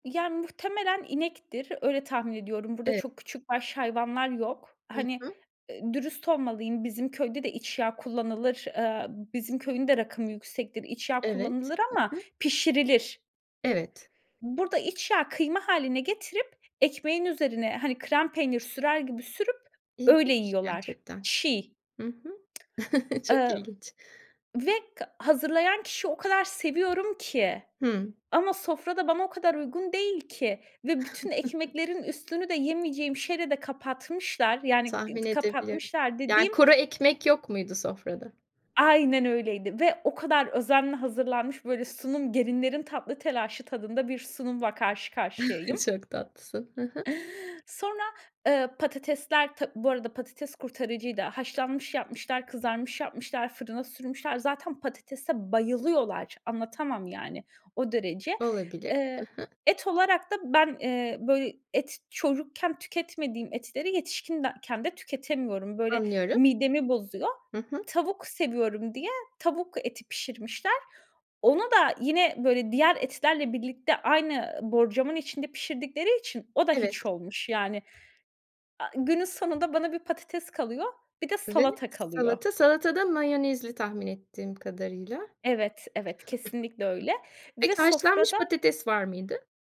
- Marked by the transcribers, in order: other background noise; chuckle; chuckle; chuckle; "yetişkinken" said as "yetişkindeken"
- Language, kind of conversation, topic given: Turkish, podcast, Yemekler üzerinden kültürünü dinleyiciye nasıl anlatırsın?